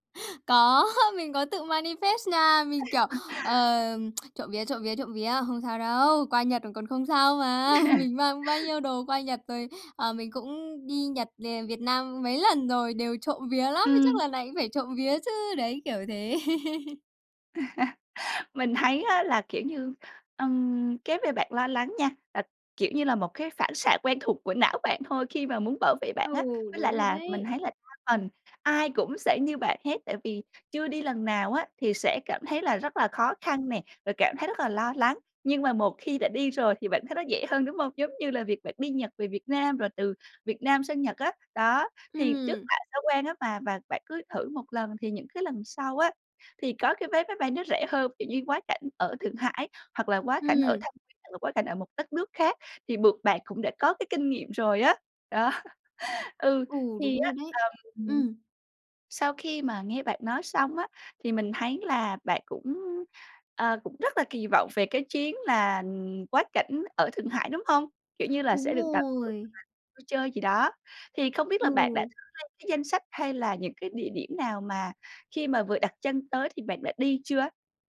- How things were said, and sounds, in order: chuckle; in English: "manifest"; laugh; tsk; laughing while speaking: "mà"; chuckle; tapping; laugh; other background noise; laughing while speaking: "đó"; laugh; unintelligible speech
- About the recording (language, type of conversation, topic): Vietnamese, advice, Làm sao để giảm bớt căng thẳng khi đi du lịch xa?